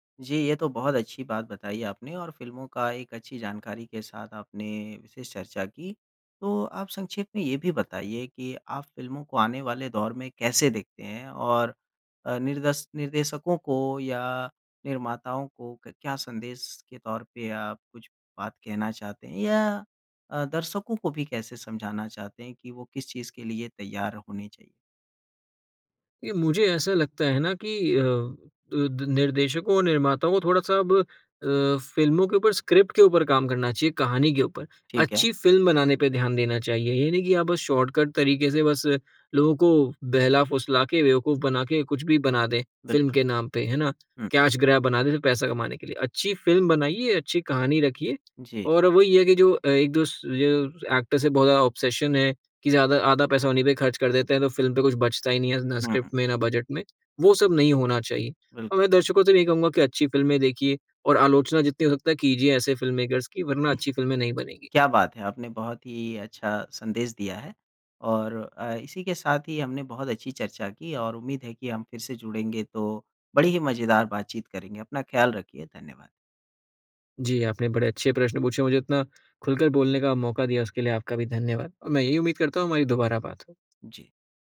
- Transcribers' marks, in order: in English: "स्क्रिप्ट"; in English: "शॉर्टकट"; tapping; in English: "कैश ग्रैब"; in English: "एक्टर"; in English: "ऑब्सेशन"; in English: "स्क्रिप्ट"; in English: "फ़िल्ममेकर्स"; chuckle; tongue click
- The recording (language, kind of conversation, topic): Hindi, podcast, बचपन की कौन सी फिल्म तुम्हें आज भी सुकून देती है?